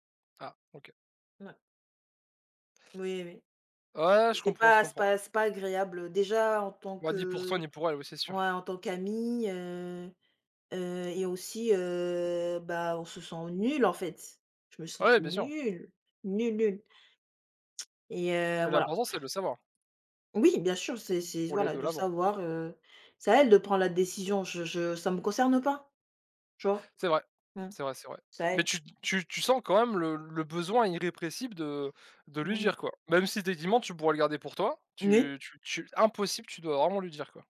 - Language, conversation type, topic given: French, unstructured, Penses-tu que la vérité doit toujours être dite, même si elle blesse ?
- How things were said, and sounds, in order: tongue click; stressed: "impossible"